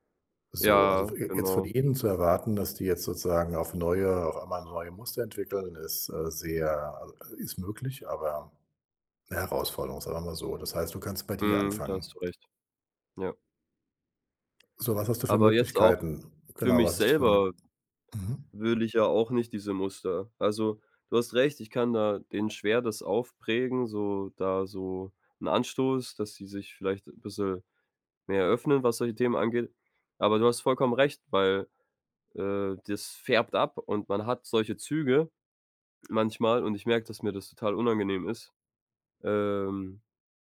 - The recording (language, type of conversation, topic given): German, advice, Wie finden wir heraus, ob unsere emotionalen Bedürfnisse und Kommunikationsstile zueinander passen?
- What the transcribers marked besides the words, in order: none